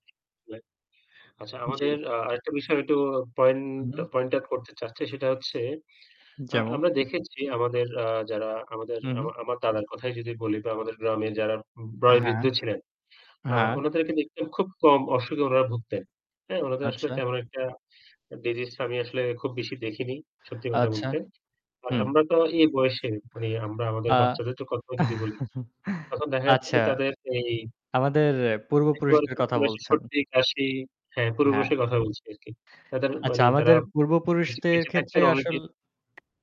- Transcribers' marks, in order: static; other background noise; unintelligible speech; in English: "ডিসিজ"; distorted speech; chuckle; horn; tapping
- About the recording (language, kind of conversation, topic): Bengali, unstructured, আপনি কেন মনে করেন নিয়মিত ব্যায়াম করা গুরুত্বপূর্ণ?